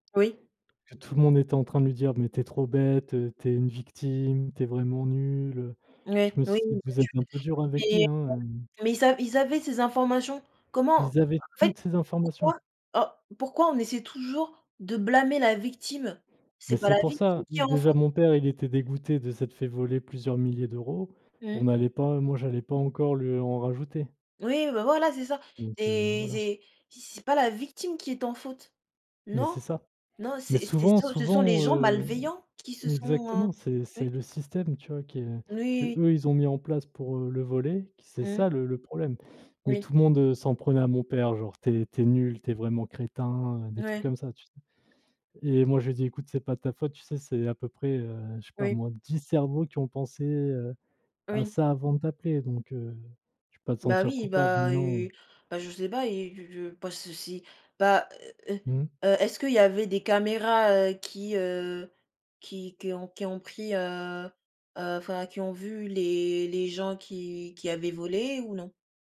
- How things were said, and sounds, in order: other background noise
- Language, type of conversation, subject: French, unstructured, Comment réagir quand on se rend compte qu’on s’est fait arnaquer ?